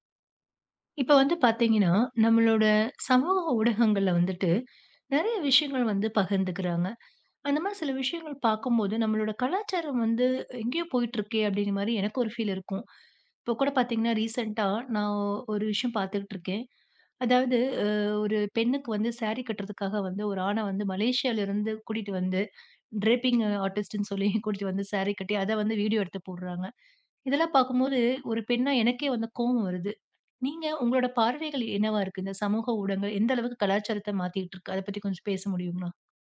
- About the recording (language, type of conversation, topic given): Tamil, podcast, சமூக ஊடகங்கள் எந்த அளவுக்கு கலாச்சாரத்தை மாற்றக்கூடும்?
- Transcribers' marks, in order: in English: "ஃபீல்"; in English: "ரீசன்ட்டா"; in English: "ட்ரேப்பிங்க் ஆர்டிஸ்ட்டுன்னு"